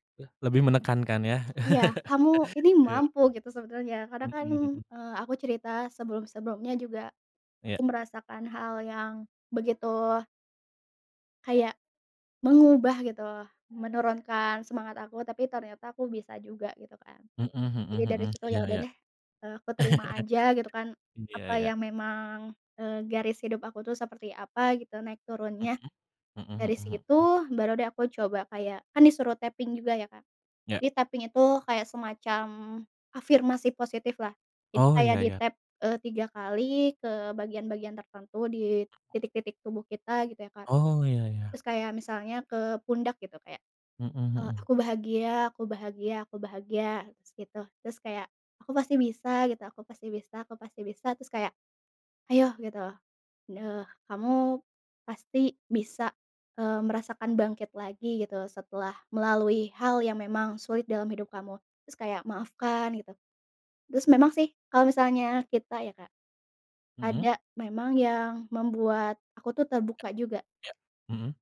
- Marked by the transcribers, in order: chuckle; other background noise; chuckle; tapping; in English: "taping"; in English: "taping"
- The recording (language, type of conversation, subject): Indonesian, podcast, Bagaimana cara kamu menjaga motivasi dalam jangka panjang?